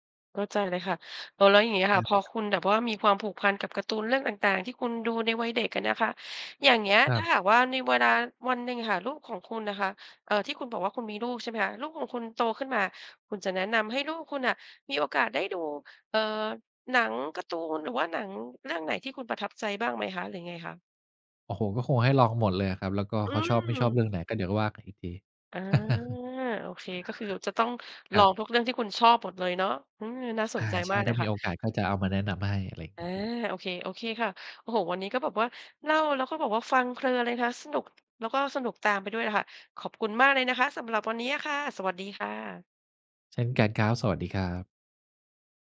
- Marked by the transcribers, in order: chuckle
- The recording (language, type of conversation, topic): Thai, podcast, หนังเรื่องไหนทำให้คุณคิดถึงความทรงจำเก่าๆ บ้าง?